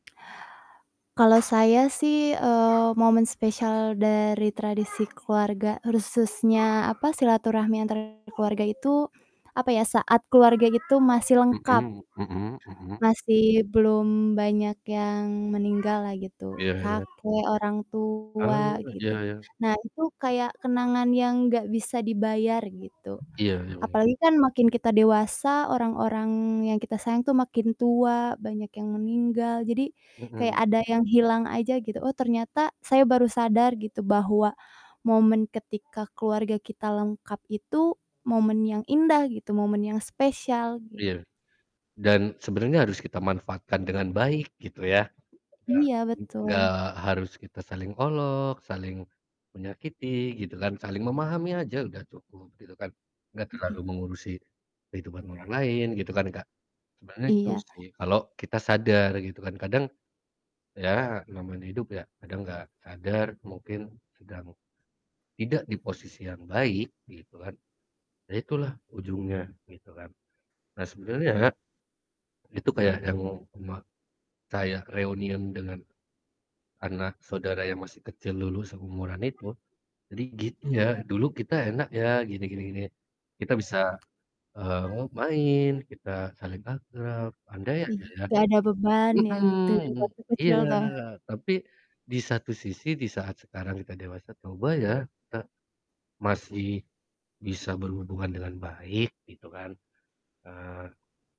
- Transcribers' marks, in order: other background noise; distorted speech; tapping; "reunian" said as "reunium"
- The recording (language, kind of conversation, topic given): Indonesian, unstructured, Apa makna tradisi keluarga dalam budaya Indonesia menurutmu?
- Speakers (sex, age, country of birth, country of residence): female, 25-29, Indonesia, Indonesia; male, 30-34, Indonesia, Indonesia